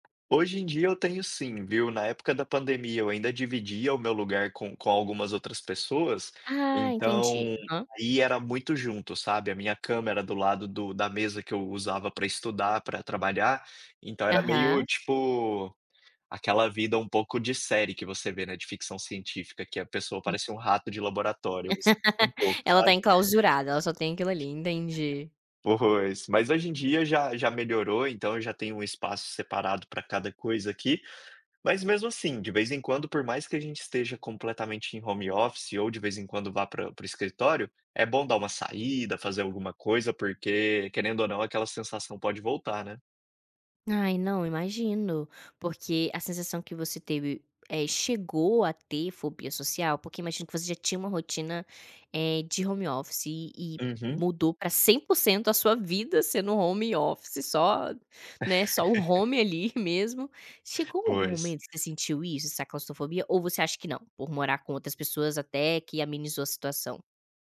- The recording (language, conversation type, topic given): Portuguese, podcast, Como você organiza sua rotina de trabalho em home office?
- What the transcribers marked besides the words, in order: tapping; laugh; in English: "home office"; in English: "home office"; in English: "home office"; in English: "home"; chuckle